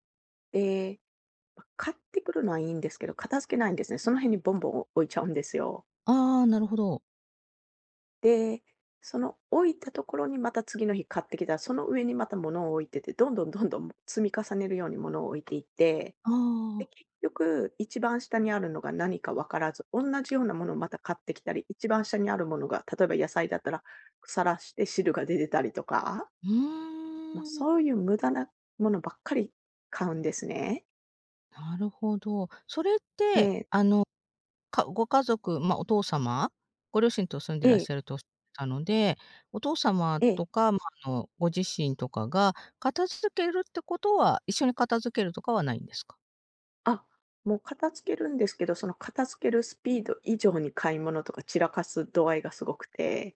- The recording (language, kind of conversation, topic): Japanese, advice, 家族とのコミュニケーションを改善するにはどうすればよいですか？
- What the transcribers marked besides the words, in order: tapping